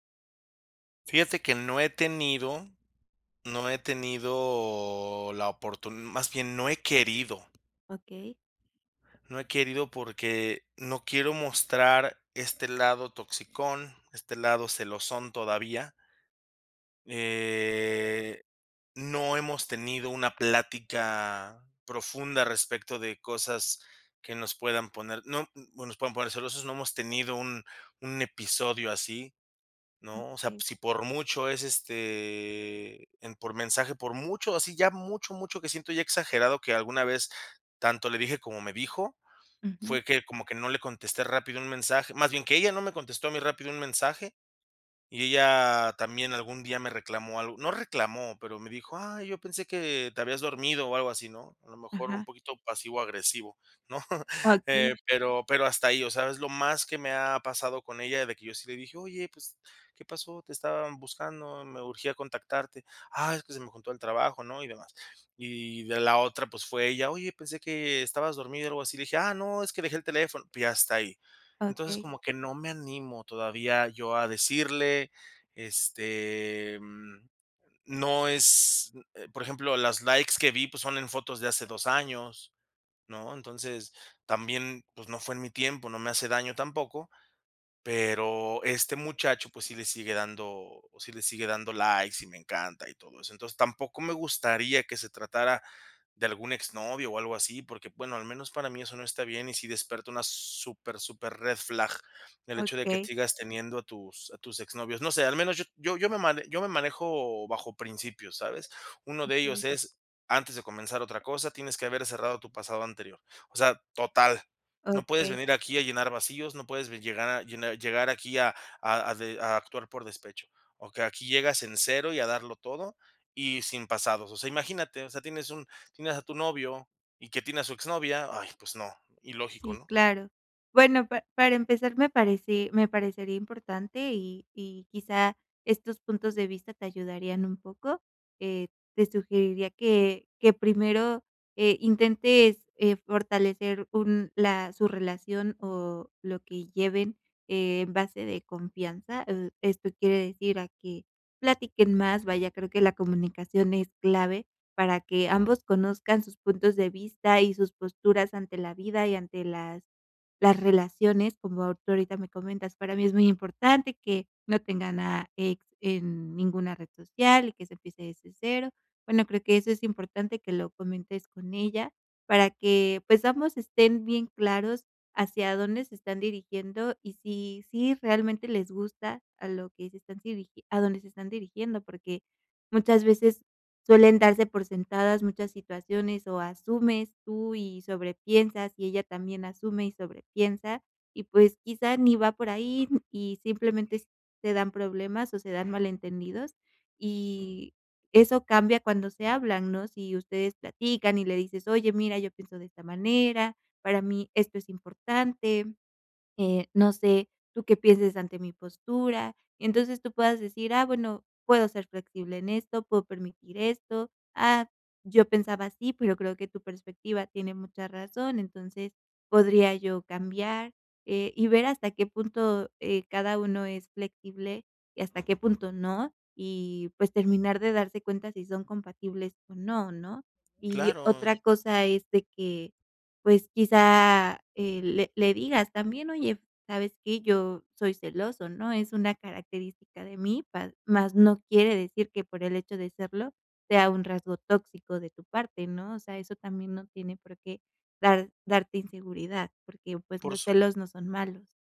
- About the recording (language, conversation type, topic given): Spanish, advice, ¿Qué tipo de celos sientes por las interacciones en redes sociales?
- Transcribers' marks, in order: laughing while speaking: "¿no?"; "simplemente" said as "simplementes"